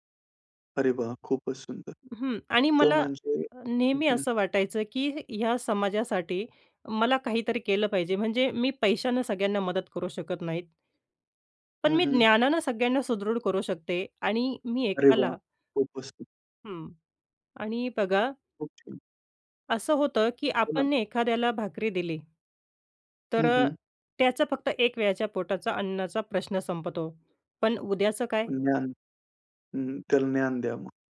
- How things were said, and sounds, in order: other background noise
- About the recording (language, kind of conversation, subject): Marathi, podcast, मनःस्थिती टिकवण्यासाठी तुम्ही काय करता?